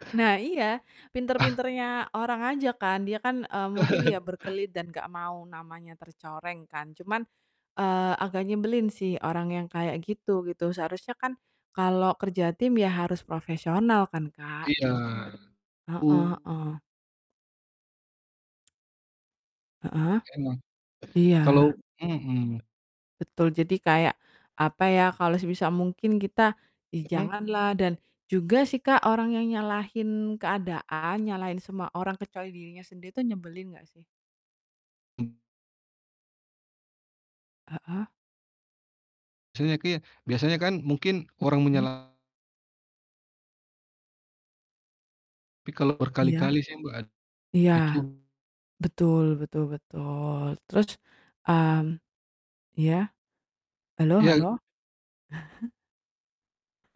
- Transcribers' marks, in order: chuckle; distorted speech; tapping; other background noise; chuckle
- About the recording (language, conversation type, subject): Indonesian, unstructured, Apa pendapatmu tentang orang yang selalu menyalahkan orang lain?